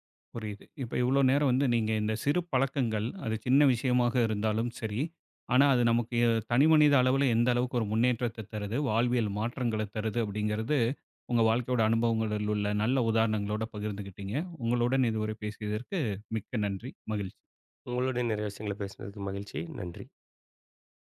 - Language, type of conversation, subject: Tamil, podcast, சிறு பழக்கங்கள் எப்படி பெரிய முன்னேற்றத்தைத் தருகின்றன?
- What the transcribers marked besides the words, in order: other background noise